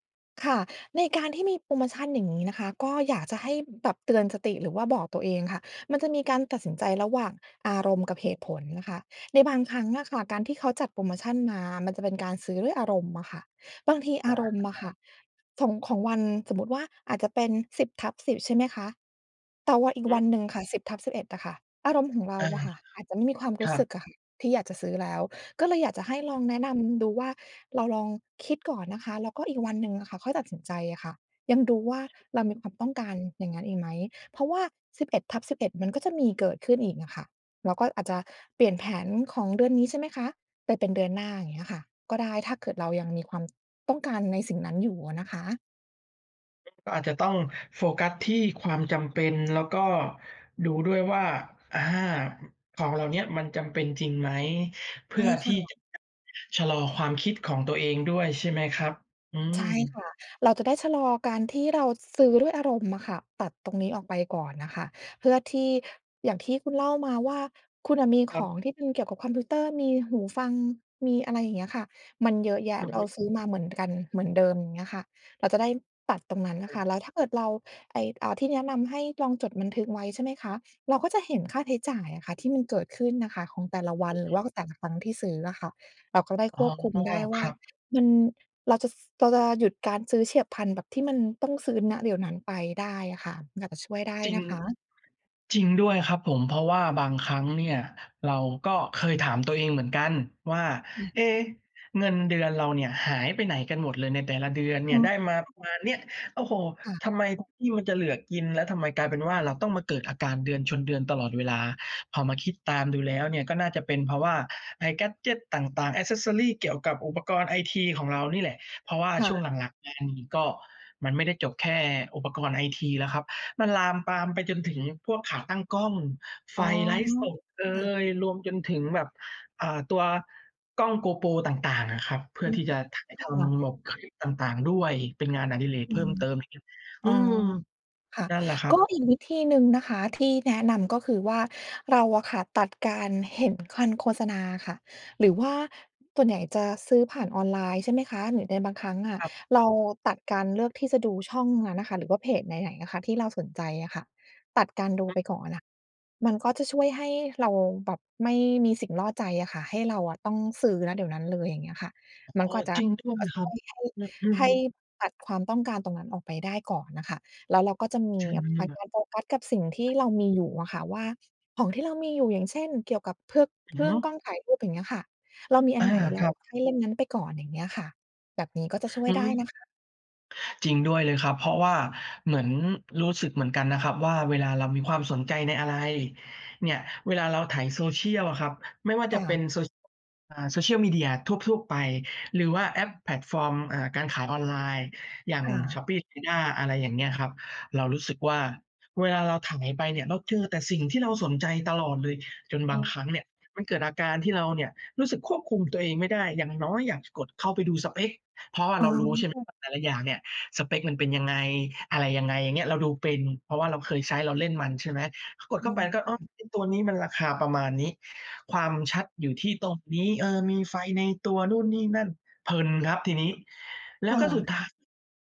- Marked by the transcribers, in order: other background noise; in English: "แกดเจต"; in English: "Accessories"; tapping; "เครื่อง" said as "เพื่อง"
- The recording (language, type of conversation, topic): Thai, advice, คุณมักซื้อของแบบฉับพลันแล้วเสียดายทีหลังบ่อยแค่ไหน และมักเป็นของประเภทไหน?